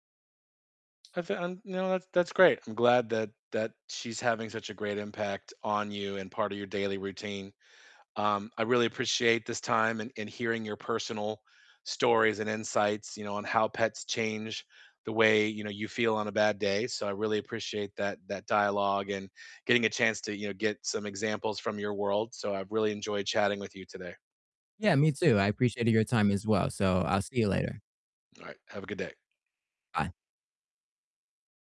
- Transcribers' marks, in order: other background noise
- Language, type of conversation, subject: English, unstructured, How do pets change the way you feel on a bad day?